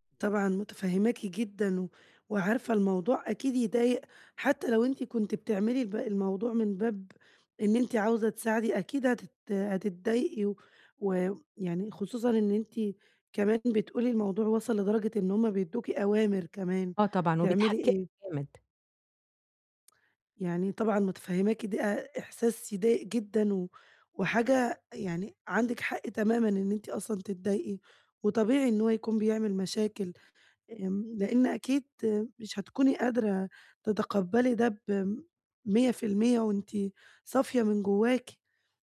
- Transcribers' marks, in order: none
- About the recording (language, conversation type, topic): Arabic, advice, إزاي أتعامل مع الزعل اللي جوايا وأحط حدود واضحة مع العيلة؟